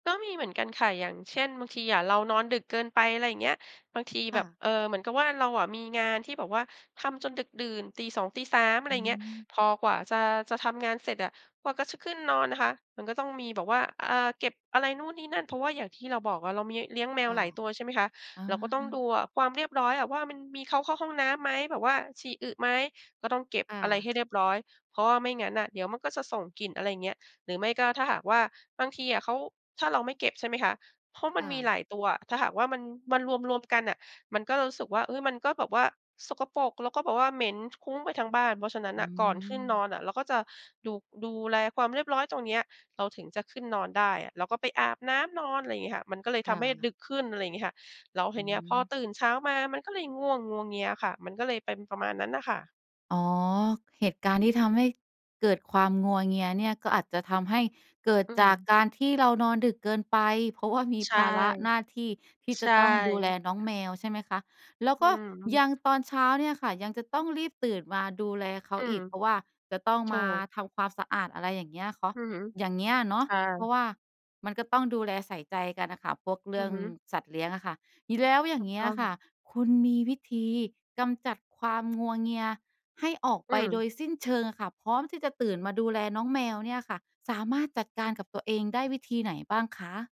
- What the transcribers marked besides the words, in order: laughing while speaking: "ว่า"; other background noise
- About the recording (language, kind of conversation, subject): Thai, podcast, มีเคล็ดลับตื่นเช้าแล้วไม่งัวเงียไหม?